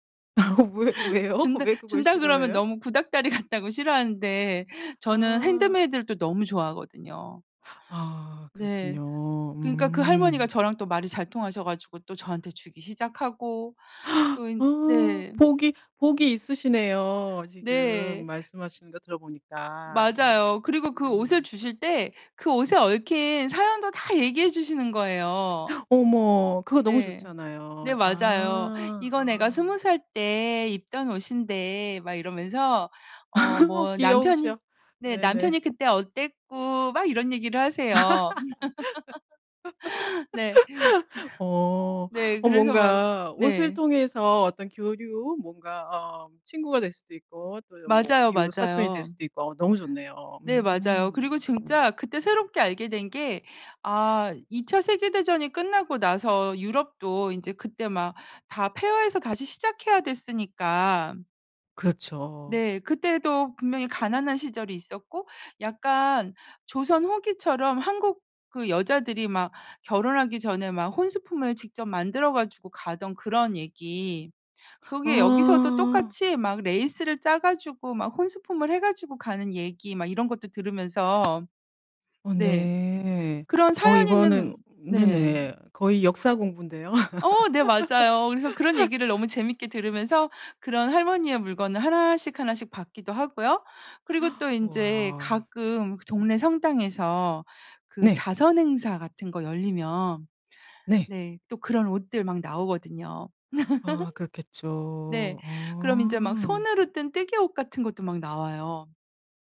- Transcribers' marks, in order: laugh; laughing while speaking: "어 왜 왜요? 왜"; laugh; laughing while speaking: "같다고"; in English: "핸드메이드를"; gasp; other background noise; gasp; put-on voice: "스무 살 때 입던 옷인데"; laugh; tapping; put-on voice: "그때 어땠고"; laugh; laugh; laugh; gasp; "동네" said as "종레"; laugh
- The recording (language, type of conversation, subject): Korean, podcast, 중고 옷이나 빈티지 옷을 즐겨 입으시나요? 그 이유는 무엇인가요?